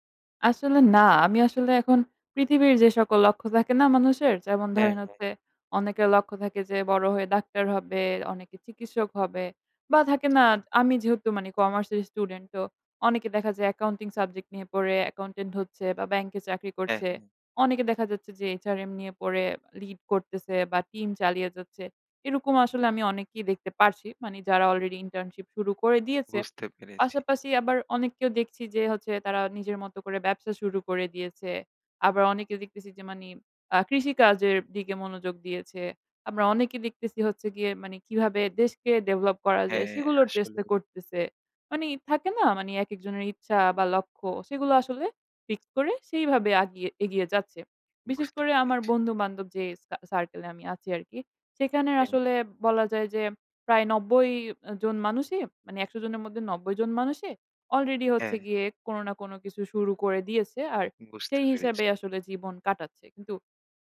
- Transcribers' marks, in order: in English: "accountant"; in English: "lead"; in English: "fix"
- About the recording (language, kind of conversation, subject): Bengali, advice, জীবনে স্থায়ী লক্ষ্য না পেয়ে কেন উদ্দেশ্যহীনতা অনুভব করছেন?